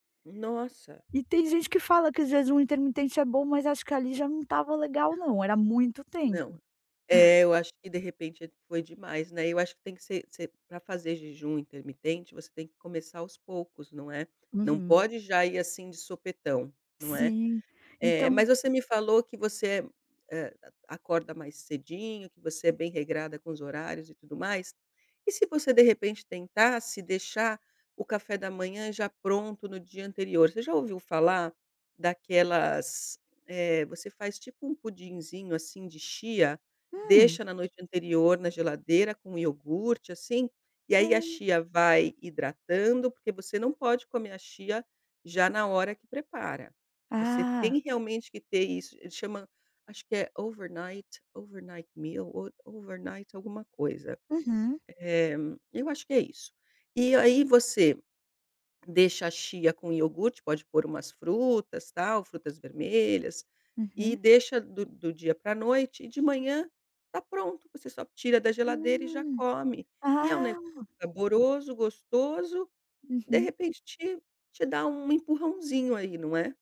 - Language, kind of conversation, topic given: Portuguese, advice, Como posso manter horários regulares para as refeições mesmo com pouco tempo?
- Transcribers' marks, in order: tapping; chuckle; in English: "overnight, overnight meal"; in English: "overnight"; unintelligible speech